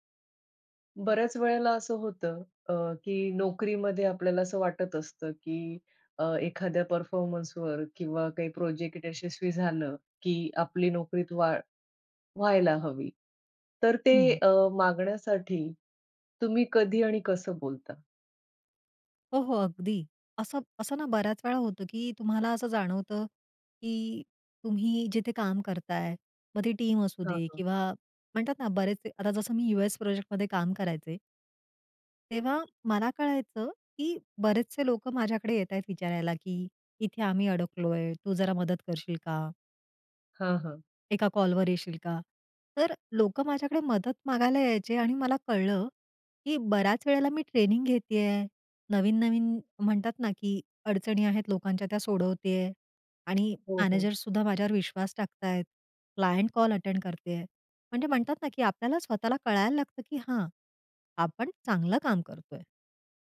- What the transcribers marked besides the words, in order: in English: "टीम"; other noise; tapping; in English: "क्लायंट"; in English: "अटेंड"
- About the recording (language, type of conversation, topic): Marathi, podcast, नोकरीत पगारवाढ मागण्यासाठी तुम्ही कधी आणि कशी चर्चा कराल?